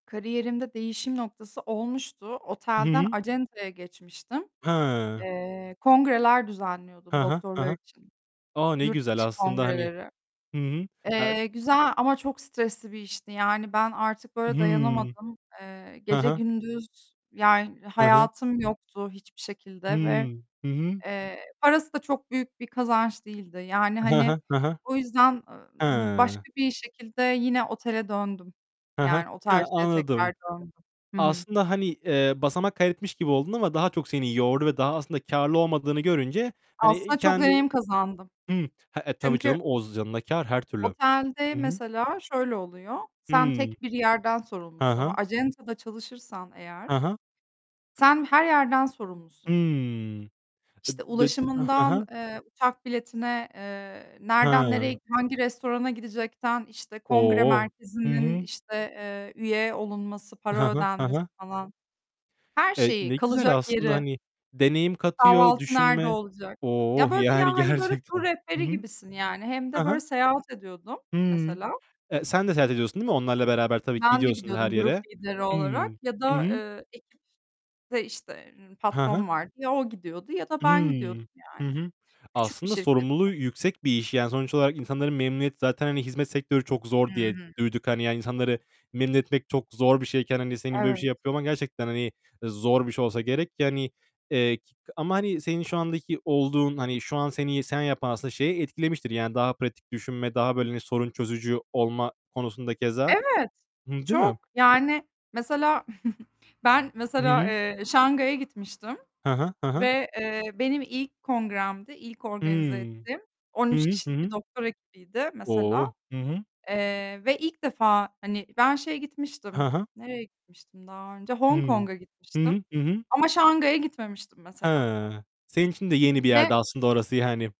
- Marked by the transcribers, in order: tapping; other background noise; distorted speech; giggle
- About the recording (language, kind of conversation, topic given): Turkish, unstructured, Kariyerinizde hiç beklemediğiniz bir fırsat yakaladınız mı?